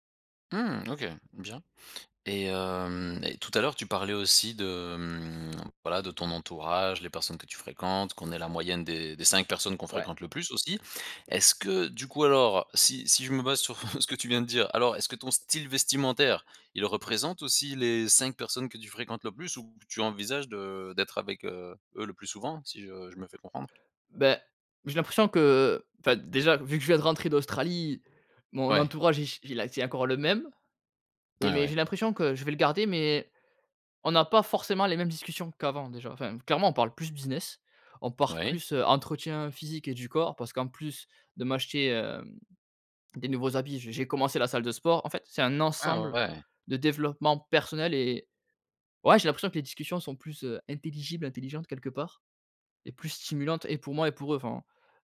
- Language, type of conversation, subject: French, podcast, Quel rôle la confiance joue-t-elle dans ton style personnel ?
- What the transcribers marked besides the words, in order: chuckle